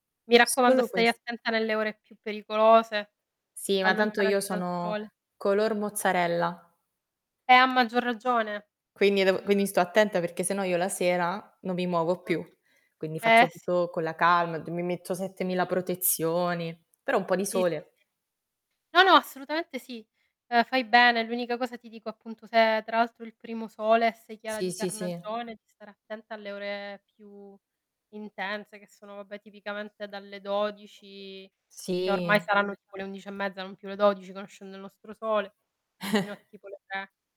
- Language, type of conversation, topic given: Italian, unstructured, Che cosa fai di solito nel weekend?
- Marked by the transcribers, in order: static; background speech; other background noise; tapping; distorted speech; chuckle